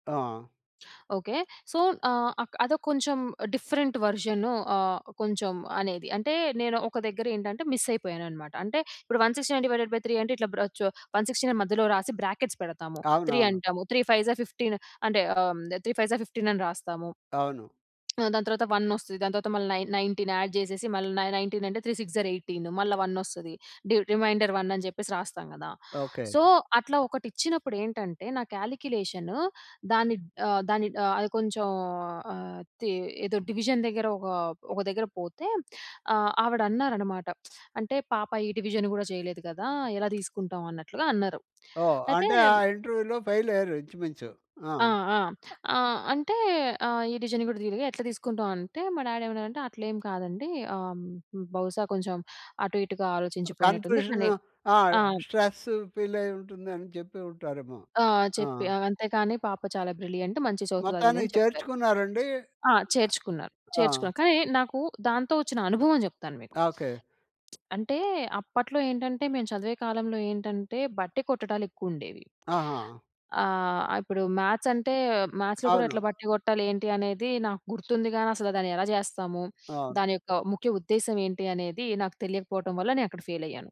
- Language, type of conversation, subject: Telugu, podcast, ఇంటర్వ్యూకి ముందు మీరు ఎలా సిద్ధమవుతారు?
- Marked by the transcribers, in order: in English: "సో"; in English: "డిఫరెంట్"; in English: "మిస్"; in English: "వన్ సిక్స్టీ నైన్ డివైడెడ్ బై త్రీ"; in English: "వన్ సిక్స్టీ నైన్"; in English: "బ్రాకెట్స్"; in English: "త్రీ"; in English: "త్రీ ఫైవ్ జార్ ఫిఫ్టీన్"; in English: "త్రీ ఫైవ్ జార్ ఫిఫ్టీన్"; tapping; in English: "వన్"; in English: "నైన్ నైన్టీన్ యాడ్"; in English: "నైన్టీన్"; in English: "త్రీ సిక్స్ జార్ ఎయిటీన్"; in English: "వన్"; in English: "రిమైండర్ వన్"; in English: "సో"; in English: "డివిజన్"; other background noise; in English: "డివిజన్"; in English: "ఫెయిల్"; other noise; in English: "డివిజన్"; in English: "డాడి"; lip smack; in English: "మ్యాథ్స్"; in English: "మ్యాథ్స్‌లో"; in English: "ఫెయిల్"